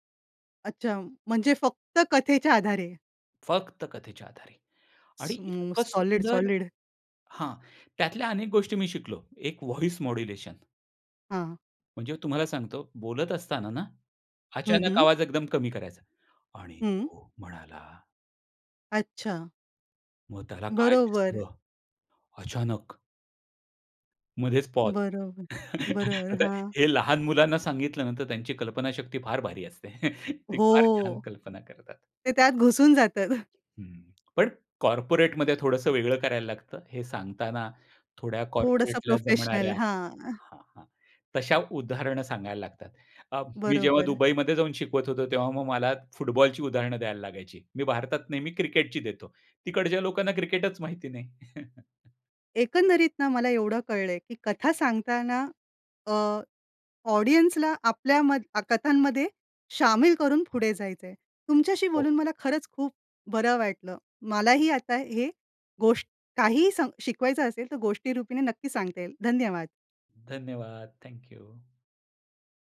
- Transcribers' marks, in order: other background noise; in English: "वॉइस मॉड्युलेशन"; tapping; put-on voice: "आणि तो म्हणाला"; chuckle; laughing while speaking: "आता हे"; chuckle; other noise; laughing while speaking: "जातात"; in English: "कॉर्पोरेटमध्ये"; in English: "कॉर्पोरेटला"; chuckle; in English: "ऑडियन्सला"
- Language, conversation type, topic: Marathi, podcast, लोकांना प्रेरित करण्यासाठी तुम्ही कथा कशा वापरता?